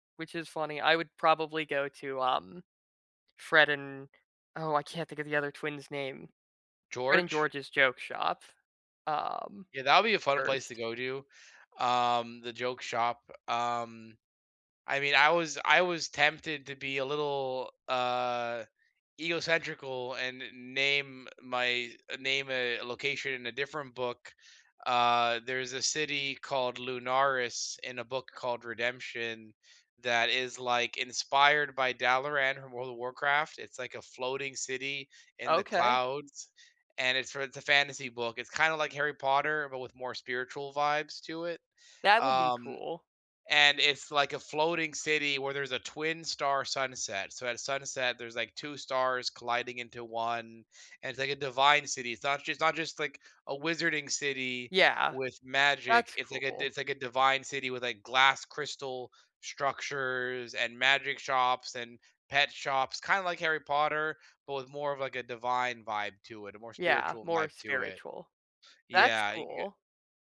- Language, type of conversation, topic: English, unstructured, If you could safely vacation in any fictional world, which would you choose and why?
- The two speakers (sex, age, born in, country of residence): male, 20-24, United States, United States; male, 30-34, United States, United States
- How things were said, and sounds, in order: tapping